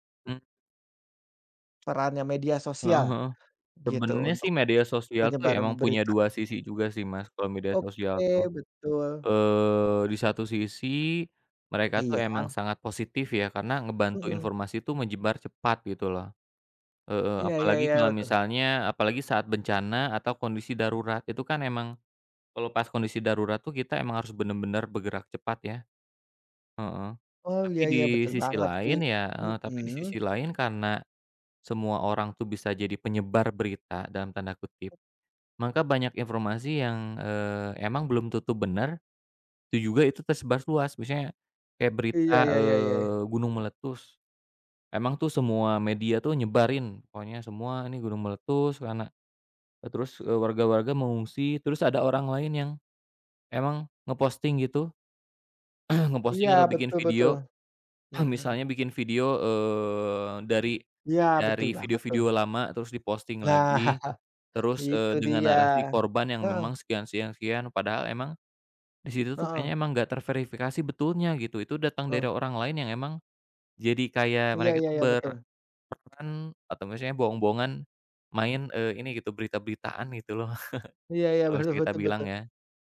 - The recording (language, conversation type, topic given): Indonesian, unstructured, Bagaimana cara memilih berita yang tepercaya?
- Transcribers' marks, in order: tapping; other background noise; "tersebar" said as "tersebas"; throat clearing; chuckle; chuckle; laughing while speaking: "betul"